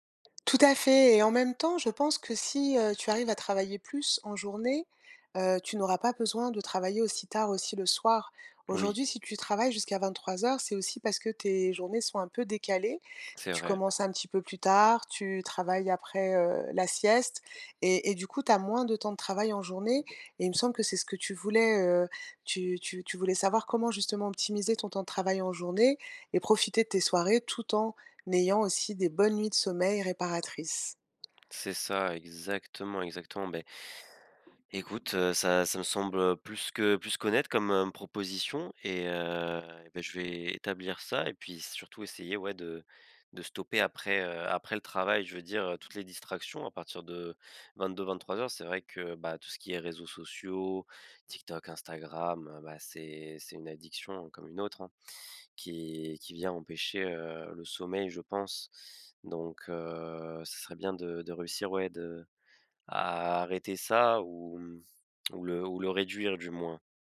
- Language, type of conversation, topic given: French, advice, Comment puis-je optimiser mon énergie et mon sommeil pour travailler en profondeur ?
- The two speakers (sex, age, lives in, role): female, 50-54, France, advisor; male, 20-24, France, user
- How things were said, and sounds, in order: tapping; tongue click